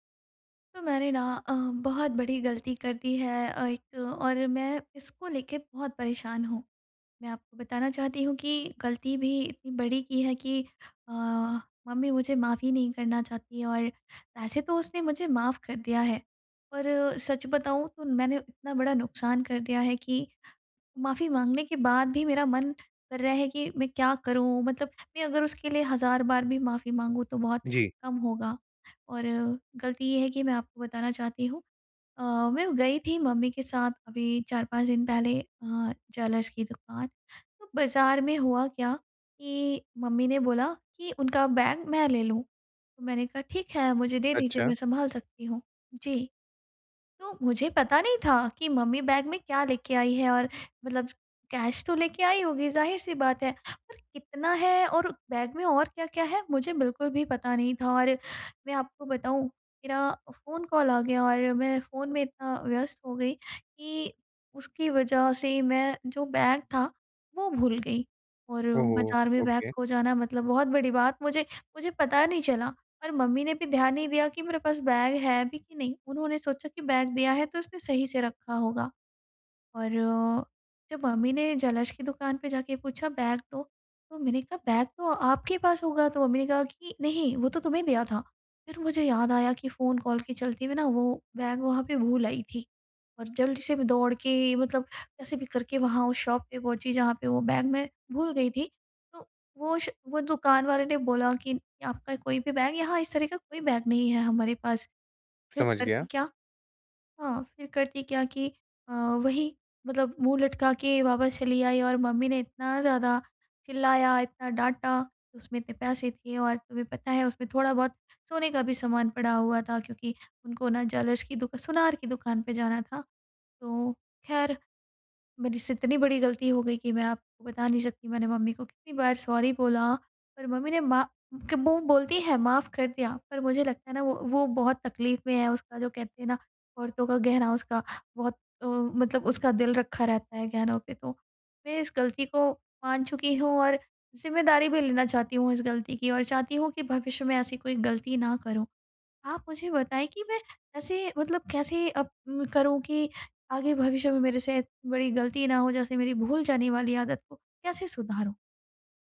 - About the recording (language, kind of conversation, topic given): Hindi, advice, गलती की जिम्मेदारी लेकर माफी कैसे माँगूँ और सुधार कैसे करूँ?
- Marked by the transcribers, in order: tapping; in English: "ज्वेलर्स"; in English: "बैग"; in English: "बैग"; in English: "कैश"; in English: "बैग"; in English: "कॉल"; in English: "बैग"; in English: "बैग"; in English: "ओके"; in English: "बैग"; in English: "बैग"; in English: "ज्वेलर्स"; in English: "बैग"; in English: "बैग"; in English: "कॉल"; in English: "बैग"; in English: "शॉप"; in English: "बैग"; in English: "बैग"; in English: "बैग"; in English: "ज्वेलर्स"; in English: "सॉरी"